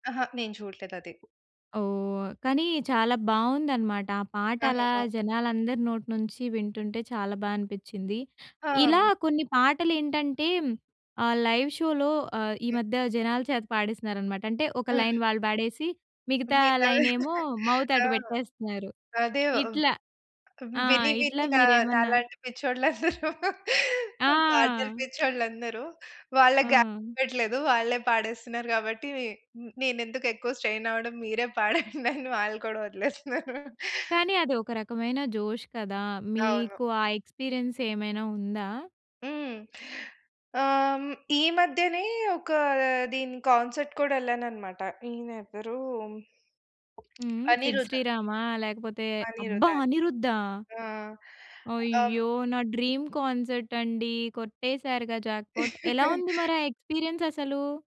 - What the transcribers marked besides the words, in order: in English: "లైవ్ షోలో"; in English: "లైన్"; chuckle; other background noise; in English: "మౌత్"; laughing while speaking: "అందరూ, పాటలు పిచ్చోళ్ళందరూ వాళ్ళ వాళ్ళే … వాళ్ళు కూడా వదిలేస్తున్నారు"; unintelligible speech; in English: "స్ట్రెయిన్"; in Hindi: "జోష్"; in English: "ఎక్స్‌పీరియెన్స్"; in English: "కాన్సర్ట్"; tapping; in English: "డ్రీమ్ కాన్సర్ట్"; in English: "జాక్‌పాట్"; chuckle; in English: "ఎక్స్‌పీరియెన్స్"
- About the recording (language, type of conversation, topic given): Telugu, podcast, లైవ్‌గా మాత్రమే వినాలని మీరు ఎలాంటి పాటలను ఎంచుకుంటారు?